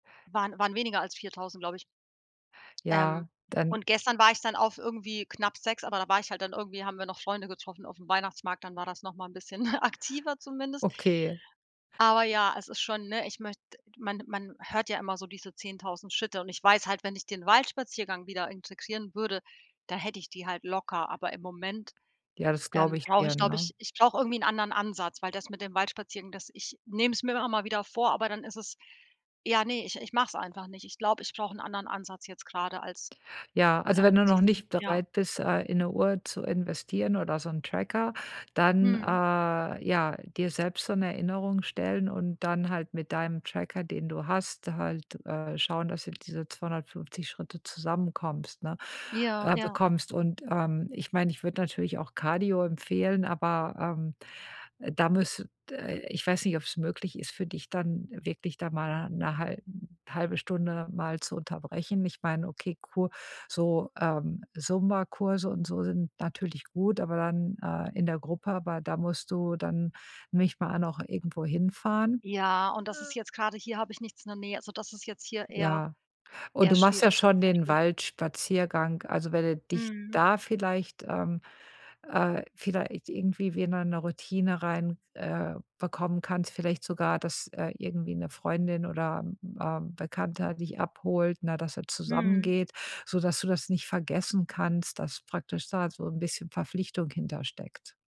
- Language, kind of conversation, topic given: German, advice, Wie finde ich Motivation für kurze tägliche Übungen, wenn ich viel sitze?
- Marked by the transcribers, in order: chuckle; other background noise; unintelligible speech